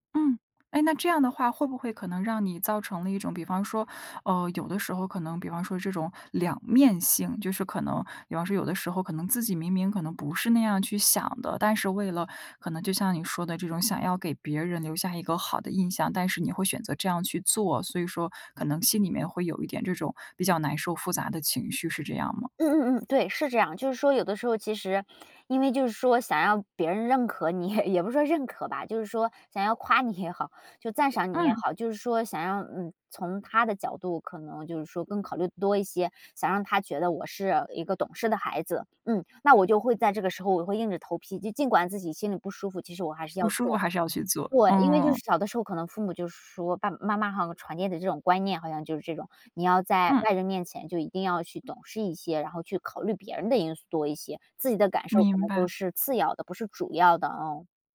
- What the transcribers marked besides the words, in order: laugh; laughing while speaking: "也好"; other background noise
- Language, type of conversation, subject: Chinese, podcast, 你觉得父母的管教方式对你影响大吗？